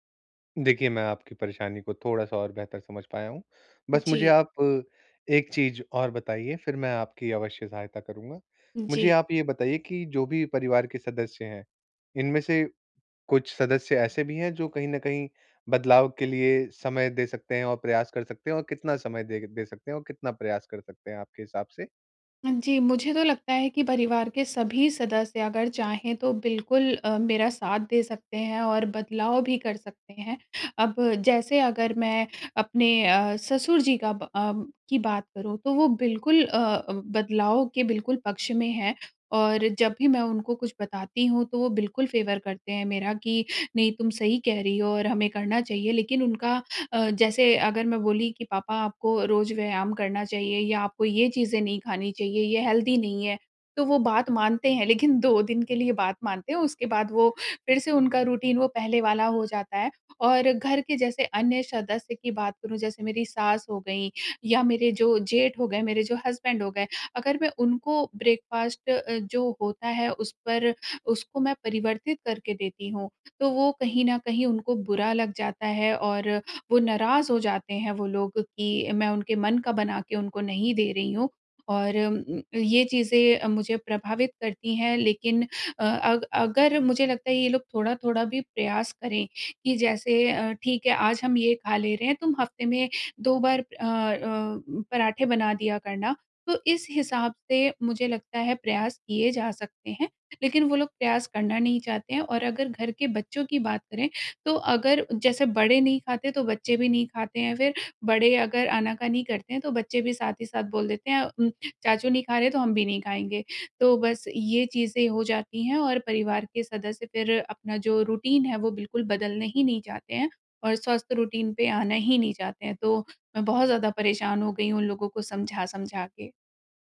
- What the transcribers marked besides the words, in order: in English: "फेवर"; in English: "हेल्दी"; in English: "रूटीन"; in English: "हस्बैंड"; in English: "ब्रेकफास्ट"; in English: "रूटीन"; in English: "रूटीन"
- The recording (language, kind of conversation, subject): Hindi, advice, बच्चों या साथी के साथ साझा स्वस्थ दिनचर्या बनाने में मुझे किन चुनौतियों का सामना करना पड़ रहा है?